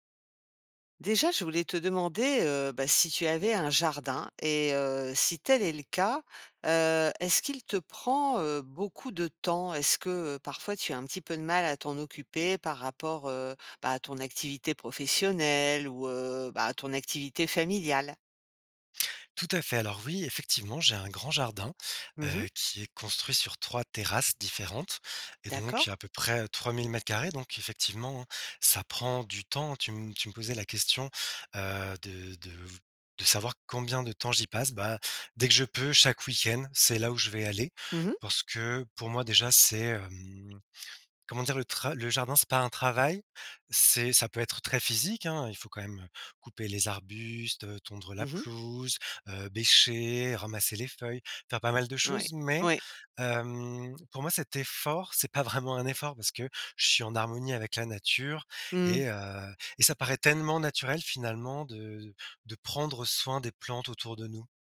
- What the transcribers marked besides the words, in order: none
- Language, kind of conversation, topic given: French, podcast, Comment un jardin t’a-t-il appris à prendre soin des autres et de toi-même ?